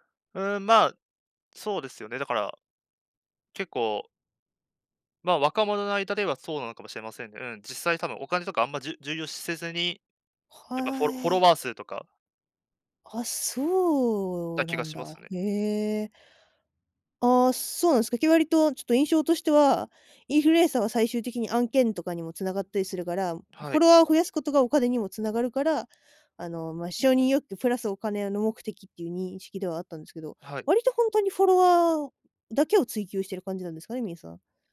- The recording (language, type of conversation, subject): Japanese, podcast, ぶっちゃけ、収入だけで成功は測れますか？
- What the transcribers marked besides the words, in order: tapping